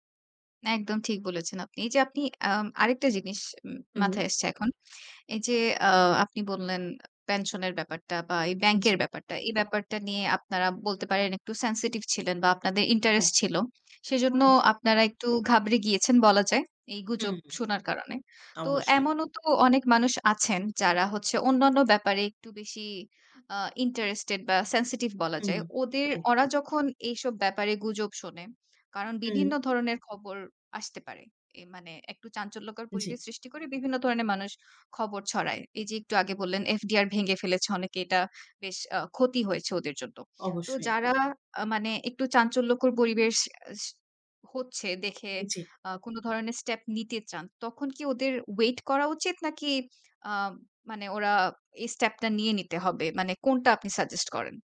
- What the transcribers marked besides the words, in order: tapping; "ওরা" said as "অরা"
- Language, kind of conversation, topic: Bengali, podcast, অনলাইনে কোনো খবর দেখলে আপনি কীভাবে সেটির সত্যতা যাচাই করেন?
- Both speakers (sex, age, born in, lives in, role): female, 25-29, Bangladesh, Bangladesh, host; female, 25-29, Bangladesh, Finland, guest